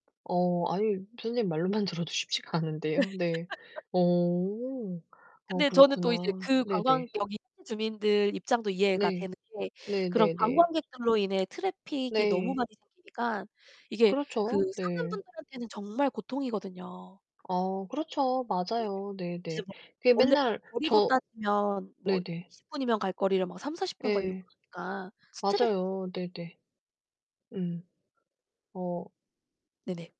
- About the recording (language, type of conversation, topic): Korean, unstructured, 관광객으로 여행하면서 죄책감 같은 감정을 느낀 적이 있나요?
- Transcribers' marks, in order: other background noise; laugh; background speech; distorted speech